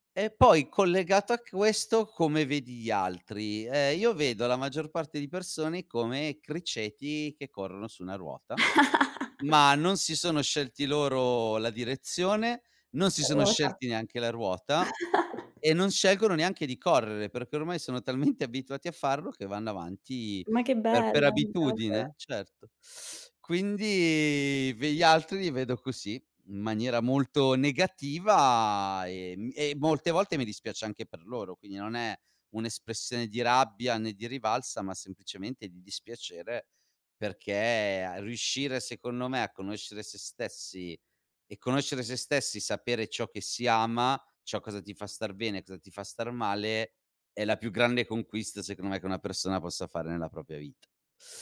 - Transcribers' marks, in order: chuckle; tapping; chuckle; teeth sucking; "Quindi" said as "quini"; "propria" said as "propia"
- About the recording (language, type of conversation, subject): Italian, unstructured, Qual è una lezione importante che hai imparato nella vita?